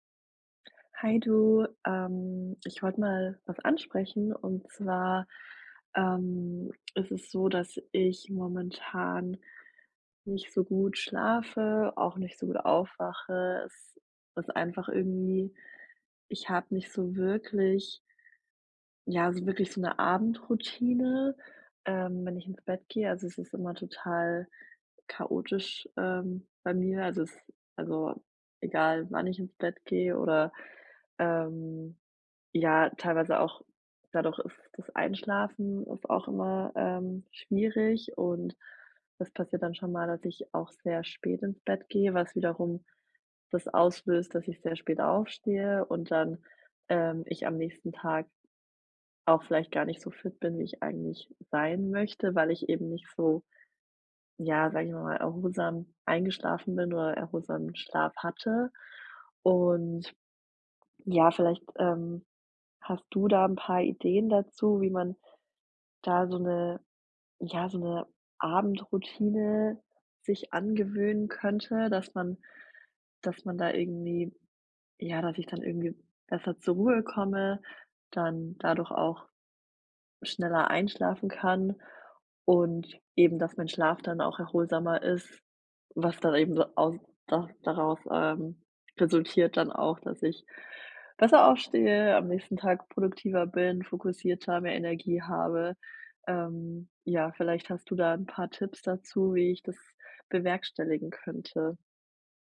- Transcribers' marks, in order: none
- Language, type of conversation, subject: German, advice, Wie kann ich meine Abendroutine so gestalten, dass ich zur Ruhe komme und erholsam schlafe?
- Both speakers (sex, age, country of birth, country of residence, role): female, 30-34, Germany, Germany, user; female, 40-44, Germany, Germany, advisor